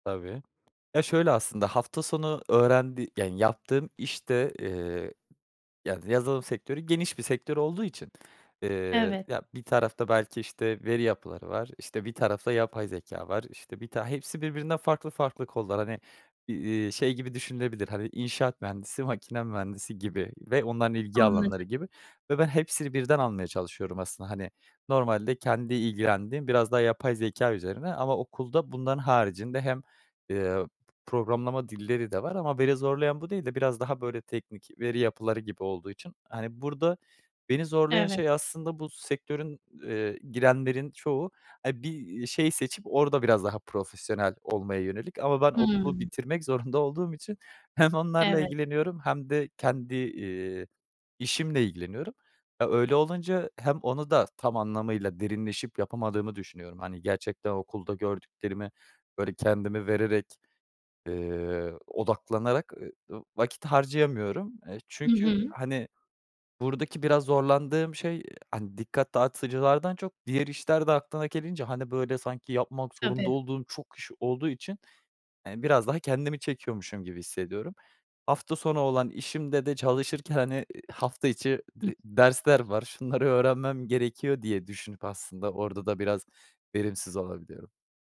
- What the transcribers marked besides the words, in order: other background noise
- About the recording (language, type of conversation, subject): Turkish, advice, Çoklu görev tuzağı: hiçbir işe derinleşememe